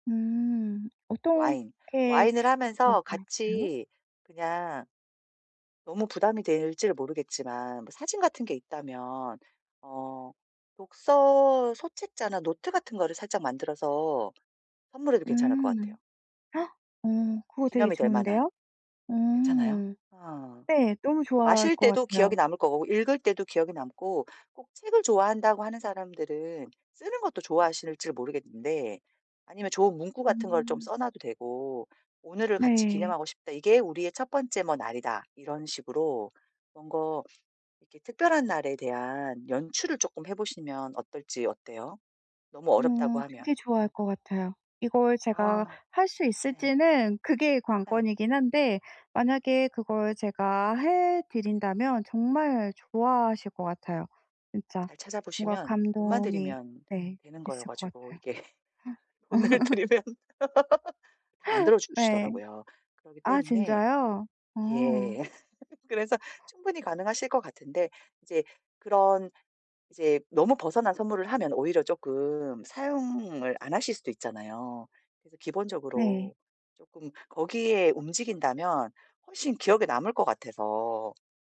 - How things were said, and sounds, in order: unintelligible speech; other background noise; gasp; "뭔가" said as "뭔거"; laughing while speaking: "이게 돈을 들이면"; laugh; laughing while speaking: "예"
- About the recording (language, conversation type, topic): Korean, advice, 친구에게 줄 개성 있는 선물은 어떻게 고르면 좋을까요?